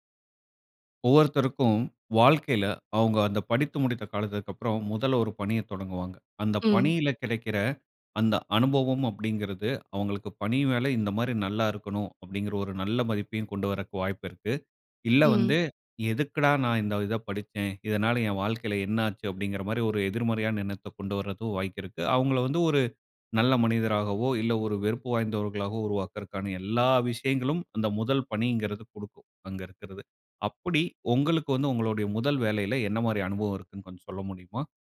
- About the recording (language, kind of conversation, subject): Tamil, podcast, உங்கள் முதல் வேலை அனுபவம் உங்கள் வாழ்க்கைக்கு இன்றும் எப்படி உதவுகிறது?
- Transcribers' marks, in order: "வாய்ப்பு" said as "வாய்க்கு"